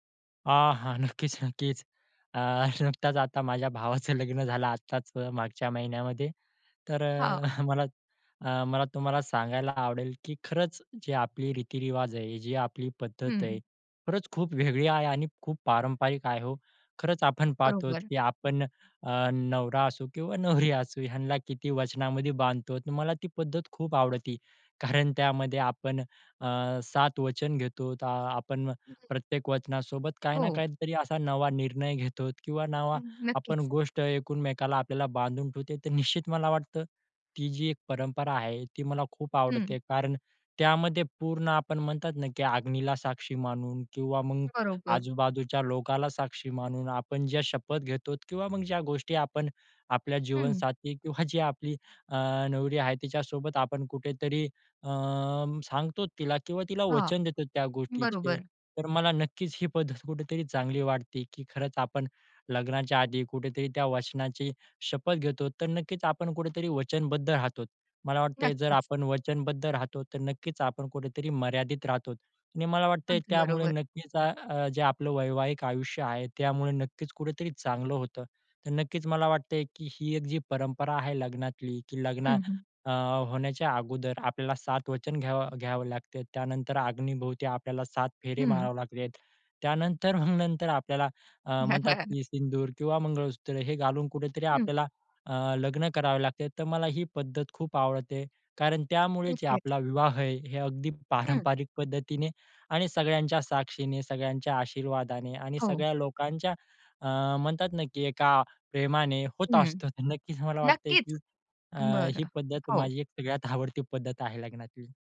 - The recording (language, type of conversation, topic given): Marathi, podcast, तुमच्या कुटुंबात लग्नाची पद्धत कशी असायची?
- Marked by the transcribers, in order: laughing while speaking: "नुकताच आता माझ्या भावाचं लग्न झालं आत्ताच मागच्या महिन्यामध्ये"; laughing while speaking: "मला"; "एकमेकांना" said as "एकोनमेकाला"; laughing while speaking: "किंवा जी आपली"; tapping; chuckle